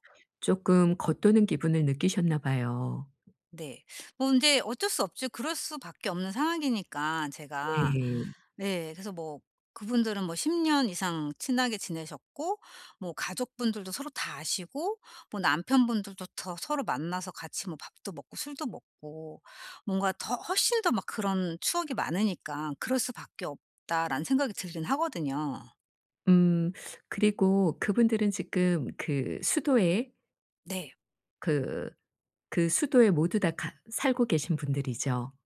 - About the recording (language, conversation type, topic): Korean, advice, 친구 모임에서 대화에 어떻게 자연스럽게 참여할 수 있을까요?
- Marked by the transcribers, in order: other background noise